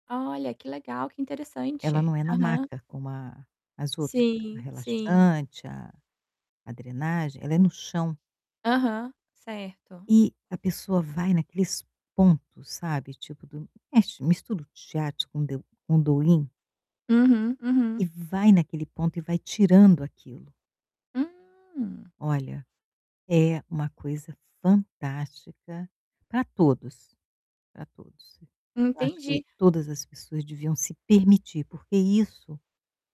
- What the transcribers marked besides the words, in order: distorted speech
- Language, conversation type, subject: Portuguese, advice, O que posso fazer agora para reduzir rapidamente a tensão no corpo e na mente?